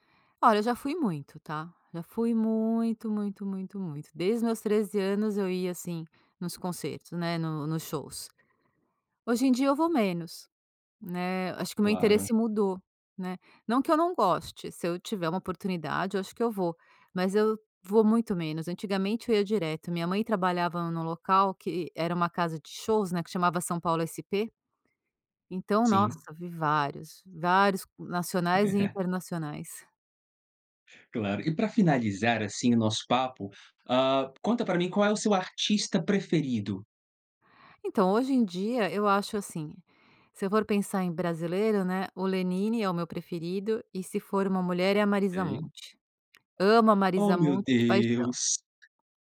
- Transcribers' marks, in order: tapping
- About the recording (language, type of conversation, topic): Portuguese, podcast, Tem alguma música que te lembra o seu primeiro amor?